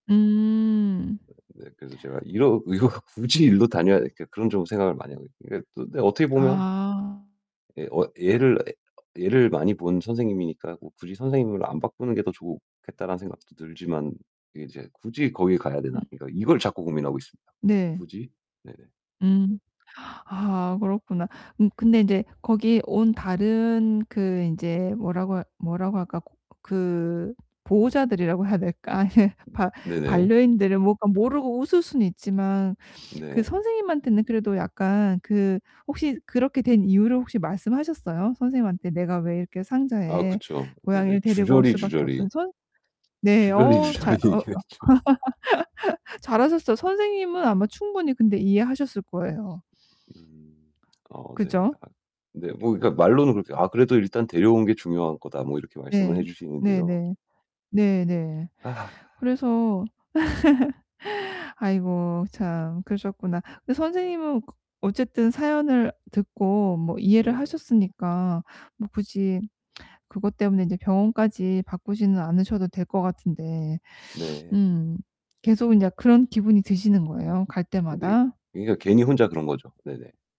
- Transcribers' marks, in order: other background noise; laughing while speaking: "이거"; distorted speech; gasp; laughing while speaking: "해야 될까 아니"; laughing while speaking: "주저리주저리 얘기했죠"; laugh; laugh; sigh; sniff; "인제" said as "인자"
- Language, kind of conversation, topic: Korean, advice, 창피한 일을 겪은 뒤 자신을 어떻게 받아들이고 자기 수용을 연습할 수 있을까요?